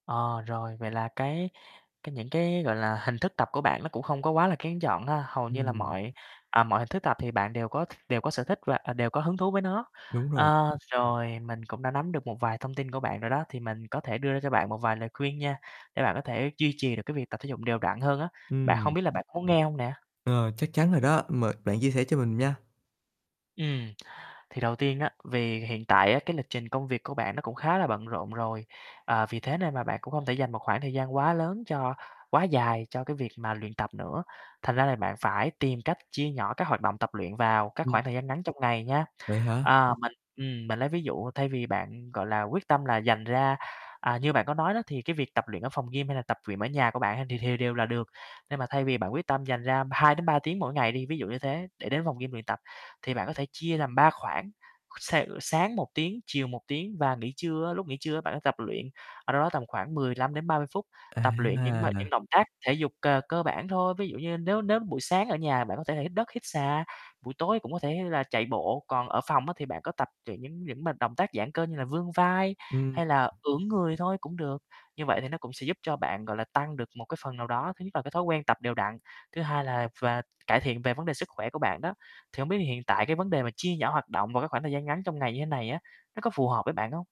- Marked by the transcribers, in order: tapping; other background noise; distorted speech; static
- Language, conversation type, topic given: Vietnamese, advice, Vì sao bạn không thể duy trì việc tập thể dục đều đặn khi bận công việc?